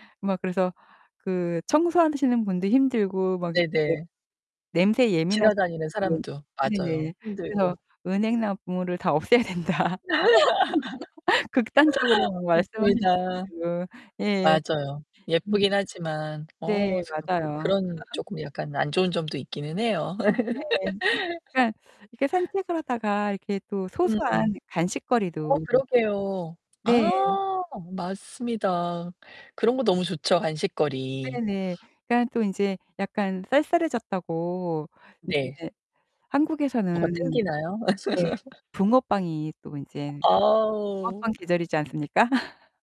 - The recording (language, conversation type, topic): Korean, podcast, 산책하다가 발견한 작은 기쁨을 함께 나눠주실래요?
- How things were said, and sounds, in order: distorted speech; laugh; laughing while speaking: "없애야 된다. 극단적으로 막 말씀하시는 분들"; laugh; other background noise; laugh; laugh; static; laugh; tapping; laugh